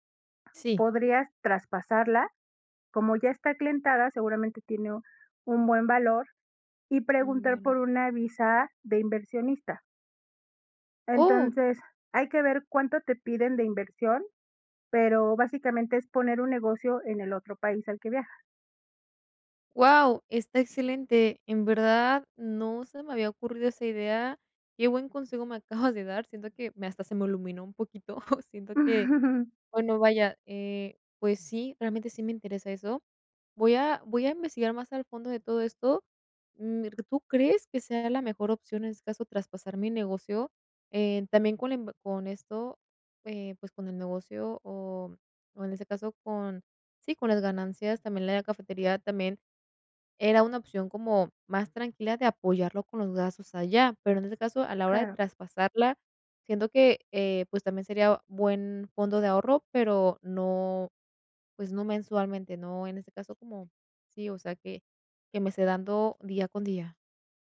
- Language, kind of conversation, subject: Spanish, advice, ¿Cómo puedo apoyar a mi pareja durante cambios importantes en su vida?
- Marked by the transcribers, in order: laughing while speaking: "acabas"; laugh; chuckle